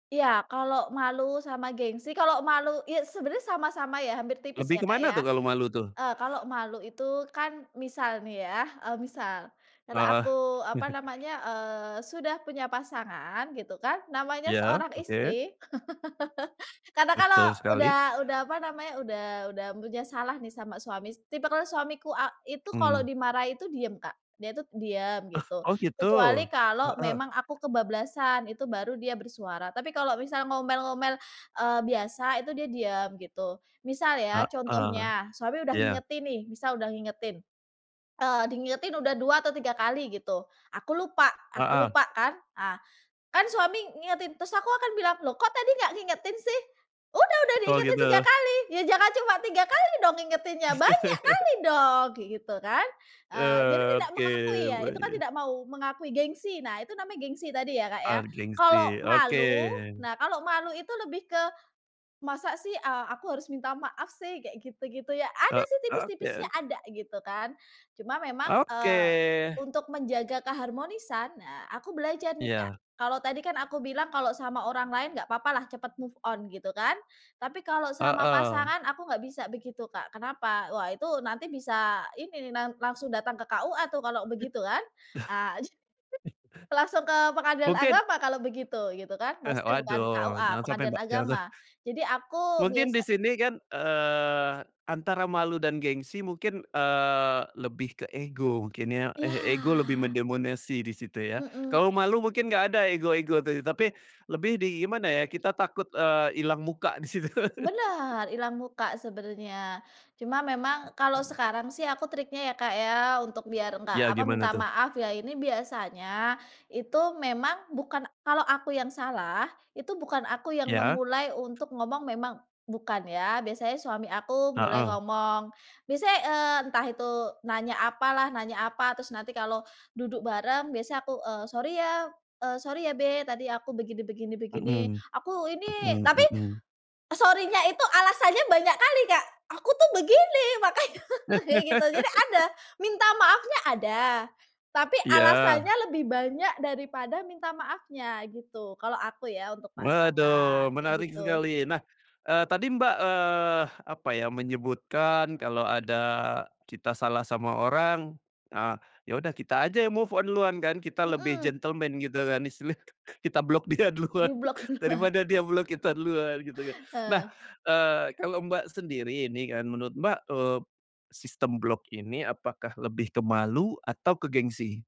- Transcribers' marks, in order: "iya" said as "iyas"; chuckle; laugh; "suami" said as "suamis"; "diingetin" said as "dingingetin"; angry: "loh, kok tadi nggak ngingetin sih?"; put-on voice: "Iya, jangan cuma tiga kali dong ngingetinnya banyak kali dong!"; angry: "Iya, jangan cuma tiga kali dong ngingetinnya banyak kali dong!"; other background noise; laugh; "Arh" said as "ah"; put-on voice: "masa sih e aku harus minta maaf sih"; drawn out: "Oke"; in English: "move on"; chuckle; unintelligible speech; "mendominasi" said as "mendemonasi"; drawn out: "Iya"; laughing while speaking: "situ"; chuckle; tapping; "Heeh" said as "heow"; "Misalnya" said as "misa"; in English: "sorry"; in English: "sorry"; in English: "Babe"; in English: "sorry-nya"; laughing while speaking: "makannya"; laugh; in English: "move on"; in English: "gentleman"; in English: "block"; laughing while speaking: "dia duluan"; laughing while speaking: "Di block duluan"; in English: "block"; in English: "block"; in English: "block"
- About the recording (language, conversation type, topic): Indonesian, podcast, Bagaimana cara mengatasi rasa malu atau gengsi saat harus meminta maaf?